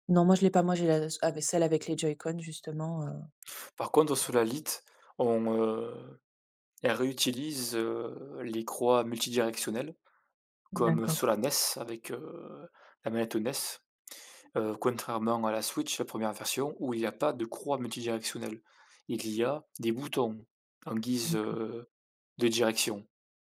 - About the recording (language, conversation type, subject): French, unstructured, Les jeux vidéo peuvent-ils aider à apprendre à mieux gérer ses émotions ?
- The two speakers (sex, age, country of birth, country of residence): female, 35-39, Russia, France; male, 35-39, France, France
- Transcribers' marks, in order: other background noise; tapping